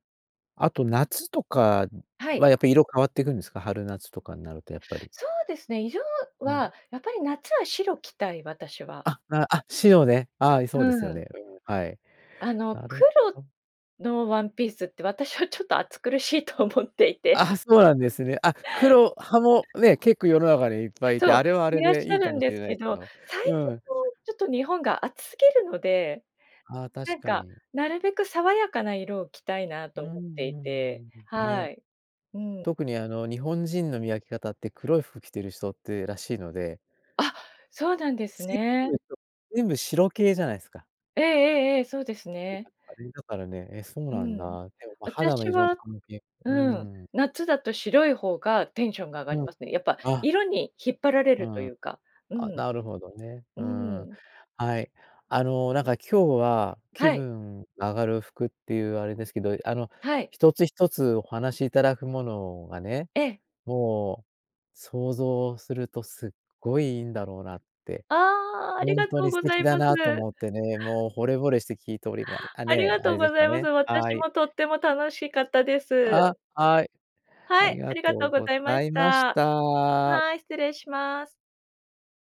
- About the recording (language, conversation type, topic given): Japanese, podcast, 着るだけで気分が上がる服には、どんな特徴がありますか？
- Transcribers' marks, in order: laughing while speaking: "ちょっと暑苦しいと思っていて"; laugh; unintelligible speech; unintelligible speech; tapping